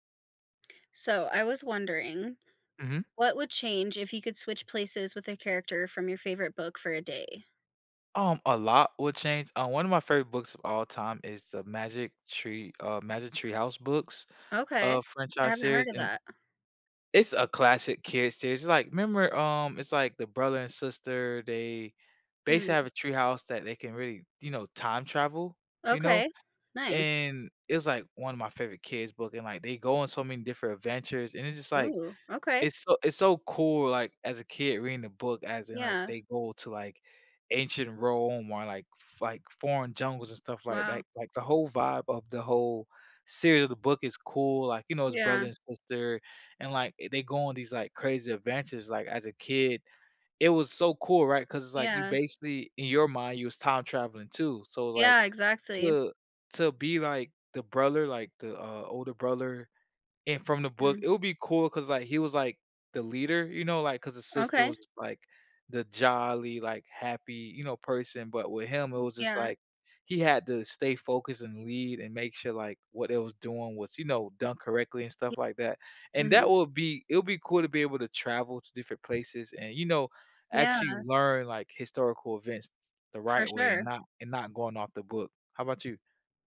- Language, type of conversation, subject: English, unstructured, What would change if you switched places with your favorite book character?
- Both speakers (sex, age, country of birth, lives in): female, 30-34, United States, United States; male, 30-34, United States, United States
- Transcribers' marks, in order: grunt; other background noise; tapping; "series" said as "serie"; "exactly" said as "exasly"